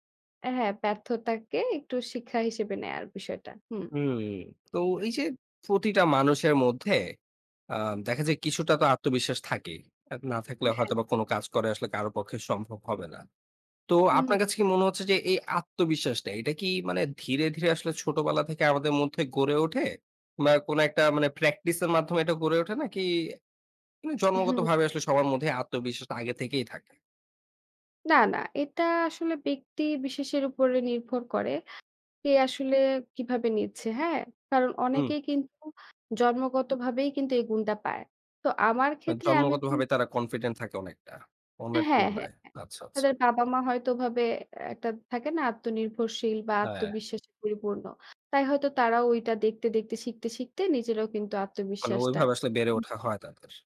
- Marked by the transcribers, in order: in English: "practice"; in English: "confident"
- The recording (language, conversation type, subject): Bengali, podcast, আত্মবিশ্বাস বাড়ানোর জন্য আপনার কী কী পরামর্শ আছে?